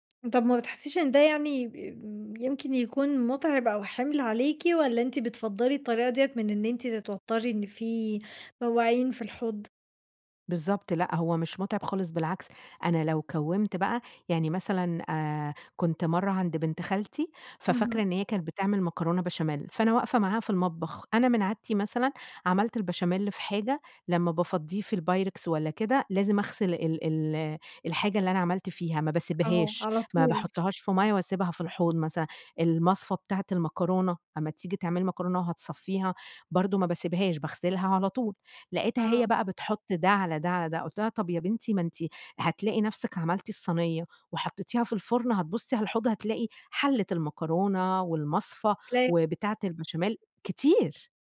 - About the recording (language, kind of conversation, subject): Arabic, podcast, ازاي تحافظي على ترتيب المطبخ بعد ما تخلصي طبخ؟
- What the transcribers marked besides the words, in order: other background noise